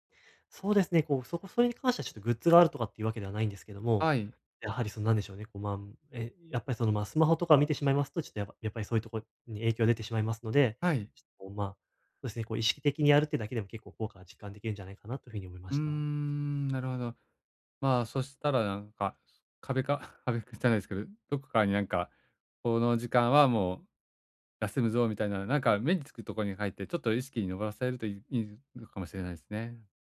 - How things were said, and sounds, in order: laughing while speaking: "壁訓じゃないですけど"
- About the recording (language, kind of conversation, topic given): Japanese, advice, 短い休憩で集中力と生産性を高めるにはどうすればよいですか？